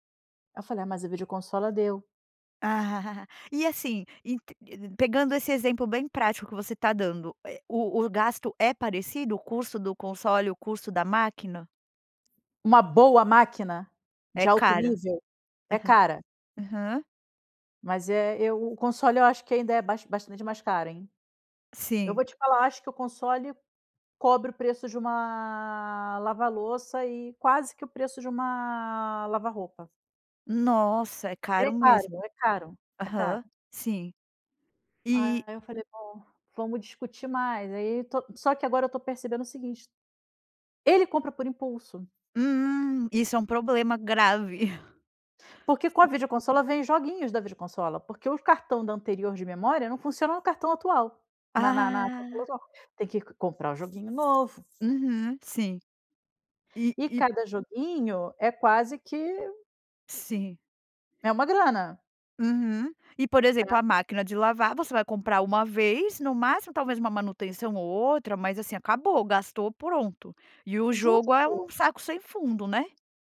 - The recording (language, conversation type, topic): Portuguese, advice, Como foi a conversa com seu parceiro sobre prioridades de gastos diferentes?
- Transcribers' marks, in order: in Spanish: "videoconsola"; chuckle; tapping; drawn out: "uma"; other background noise; chuckle; in Spanish: "videoconsola"; in Spanish: "videoconsola"; in Spanish: "consola"